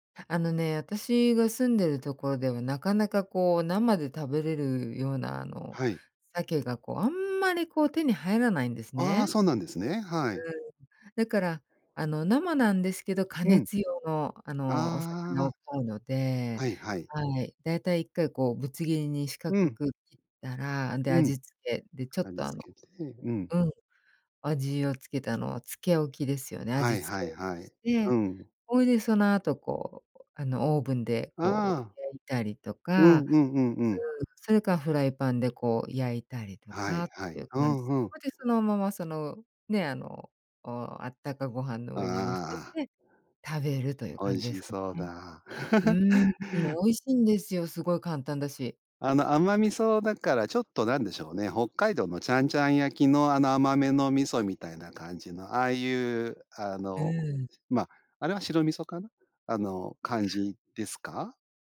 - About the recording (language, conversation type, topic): Japanese, podcast, 短時間で作れるご飯、どうしてる？
- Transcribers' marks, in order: laugh; other background noise